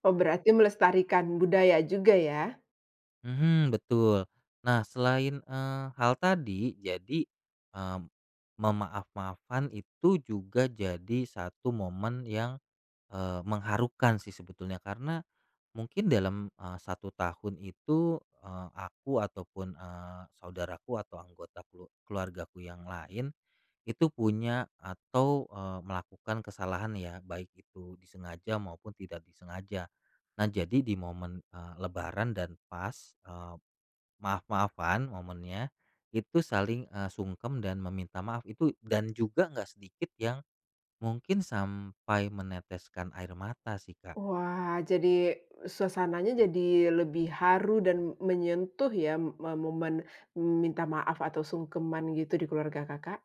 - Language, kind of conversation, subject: Indonesian, podcast, Bagaimana tradisi minta maaf saat Lebaran membantu rekonsiliasi keluarga?
- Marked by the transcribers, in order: none